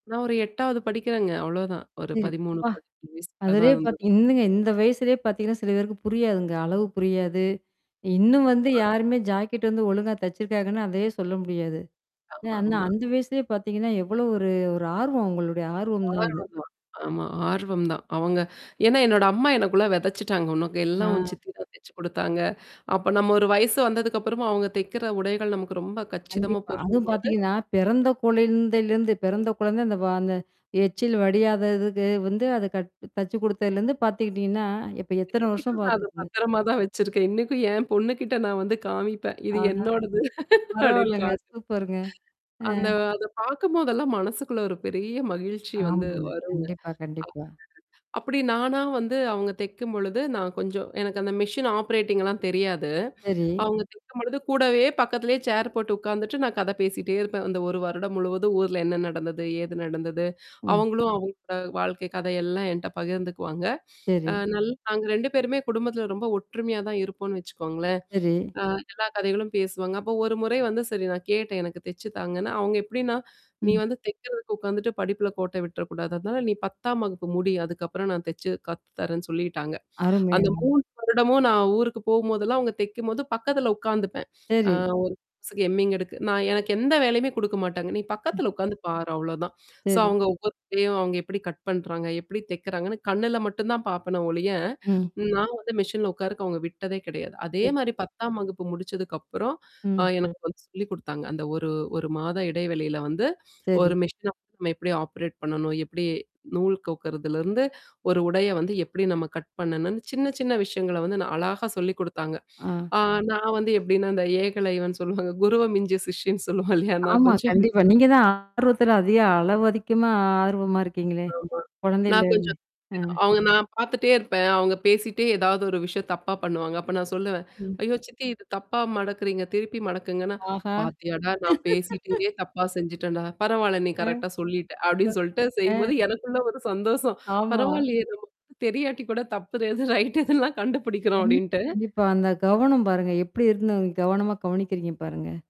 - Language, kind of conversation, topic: Tamil, podcast, ஒரு திறமையை நீங்கள் தானாகவே எப்படி கற்றுக்கொண்டீர்கள்?
- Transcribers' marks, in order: distorted speech; other background noise; static; tapping; unintelligible speech; in English: "ஜாக்கெட்"; laugh; in English: "மிஷின் ஆப்ரேட்டிங்லாம்"; sniff; mechanical hum; in English: "எம்மிங்"; in English: "சோ"; in English: "ஆப்ரேட்"; laughing while speaking: "குருவ மிஞ்சின சிஷ்யன்னு சொல்லுவாங்க இல்லையா?"; laugh; laughing while speaking: "பரவால்லயே நமக்கு வந்து தெரியாட்டி கூட தப்பு ஏது ரைட் எதுல்லா கண்டுபிடிக்கிறோம் அப்படின்ட்டு"